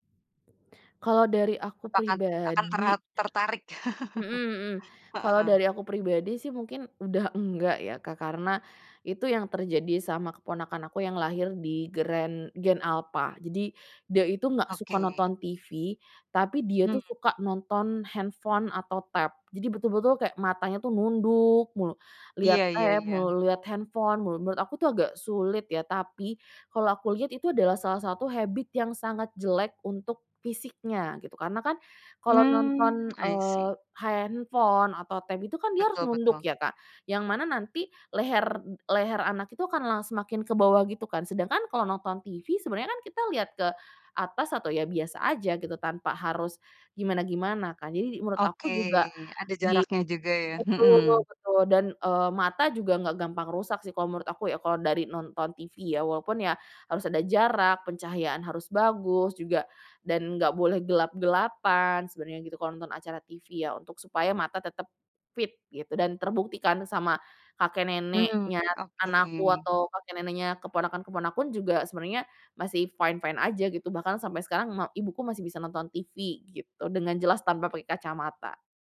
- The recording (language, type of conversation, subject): Indonesian, podcast, Menurut kamu, bagaimana pengaruh media sosial terhadap popularitas acara televisi?
- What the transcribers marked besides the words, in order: chuckle; in English: "gen alpha"; in English: "habit"; in English: "i see"; in English: "fit"; "keponakan-keponakan" said as "keponakan-keponakun"; in English: "fine-fine"